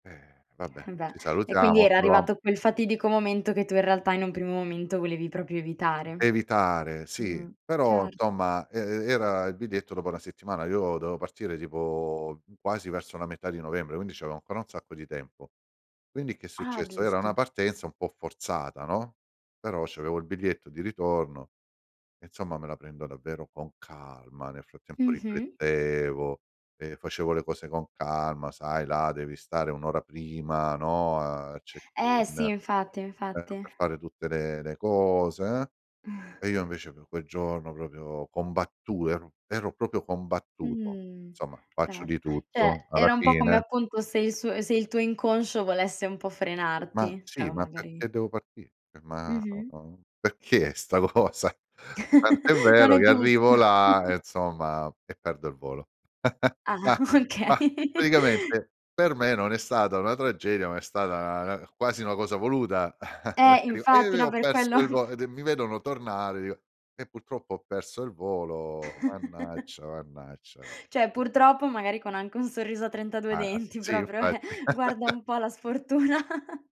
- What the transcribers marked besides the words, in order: tapping; unintelligible speech; "proprio" said as "propio"; "dovevo" said as "doveo"; chuckle; "proprio" said as "propio"; "cioè" said as "ceh"; other noise; laughing while speaking: "cosa?"; giggle; chuckle; laughing while speaking: "Okay"; chuckle; unintelligible speech; chuckle; giggle; unintelligible speech; chuckle; laughing while speaking: "sfortuna"; chuckle
- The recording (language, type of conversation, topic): Italian, podcast, Ti è mai capitato di perdere un volo, e come te la sei cavata?